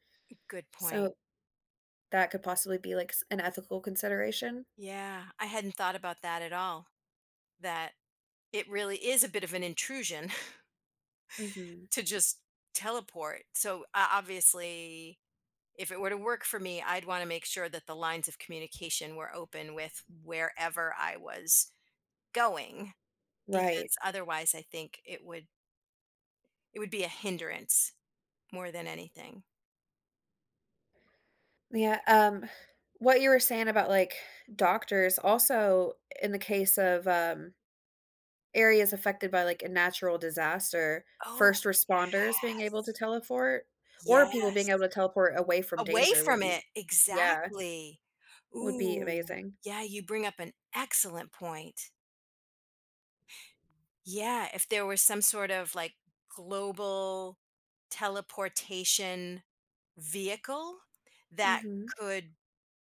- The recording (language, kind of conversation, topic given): English, unstructured, What would change in your daily life with instant teleportation?
- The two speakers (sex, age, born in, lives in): female, 25-29, United States, United States; female, 55-59, United States, United States
- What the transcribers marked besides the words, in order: chuckle; other background noise; drawn out: "yes"; stressed: "away"; stressed: "excellent"